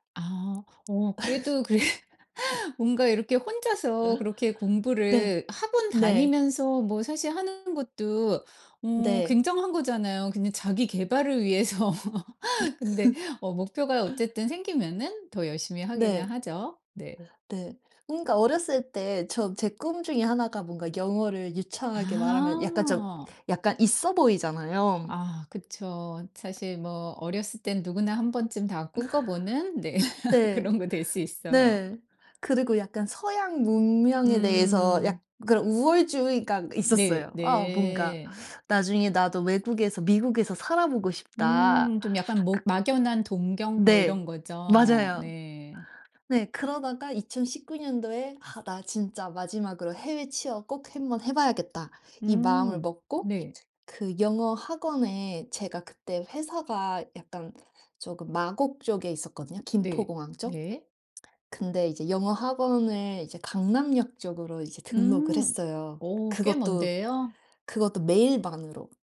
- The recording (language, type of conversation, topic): Korean, podcast, 학습 습관을 어떻게 만들게 되셨나요?
- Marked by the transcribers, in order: laugh; laughing while speaking: "그래"; laugh; other background noise; laughing while speaking: "위해서"; laugh; laugh; laughing while speaking: "네 그런 거 될 수 있어요"; tapping